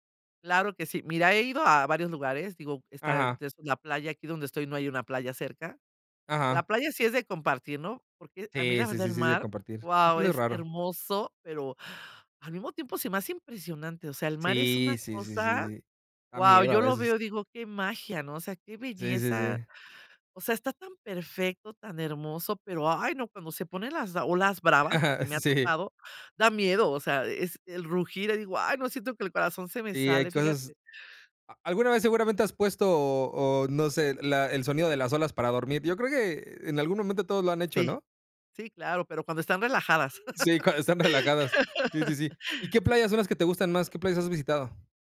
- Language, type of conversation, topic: Spanish, podcast, ¿Qué es lo que más te atrae de salir a la naturaleza y por qué?
- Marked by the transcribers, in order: other background noise; chuckle; laughing while speaking: "Sí"; other noise; tapping; laugh